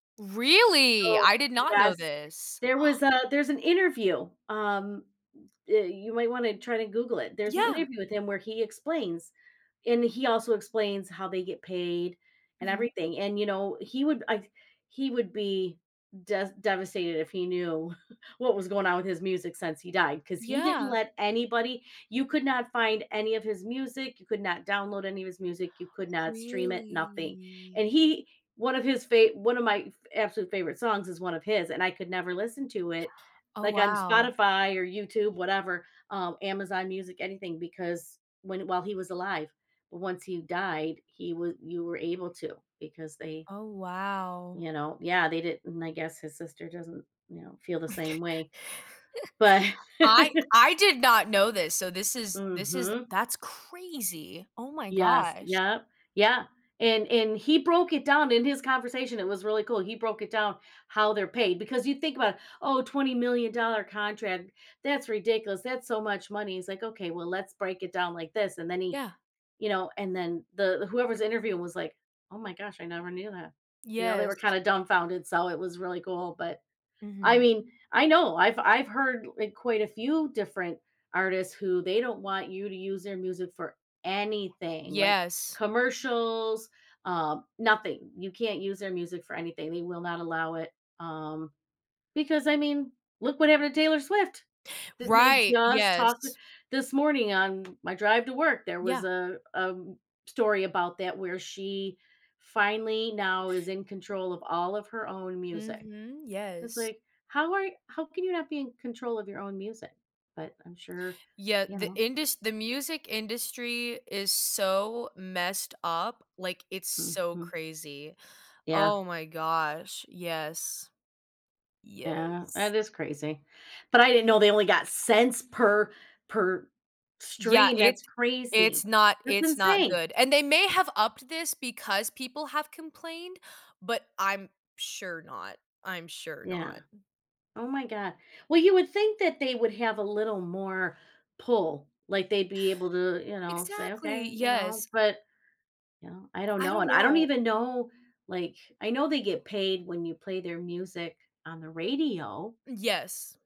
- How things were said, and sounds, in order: other background noise; gasp; chuckle; drawn out: "Really?"; chuckle; laugh; tapping
- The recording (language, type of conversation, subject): English, unstructured, How do streaming services affect the way musicians earn a living?
- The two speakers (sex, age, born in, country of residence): female, 20-24, Italy, United States; female, 55-59, United States, United States